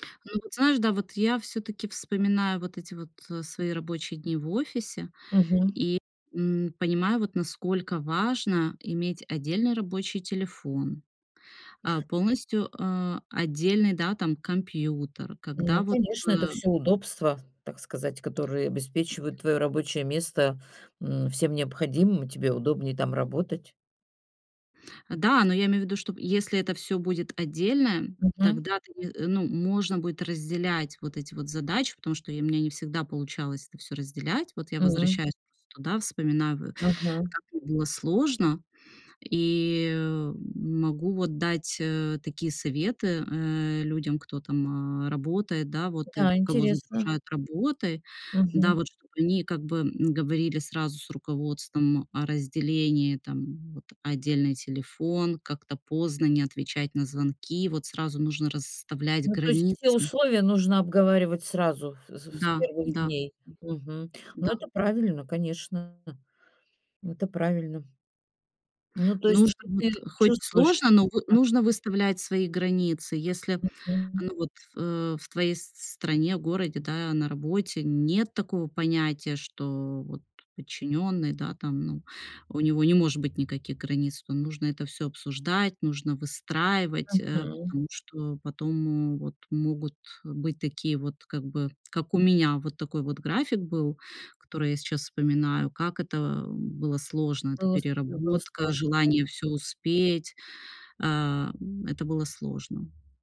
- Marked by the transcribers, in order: tapping; other background noise
- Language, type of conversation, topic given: Russian, podcast, Как вы выстраиваете границы между работой и отдыхом?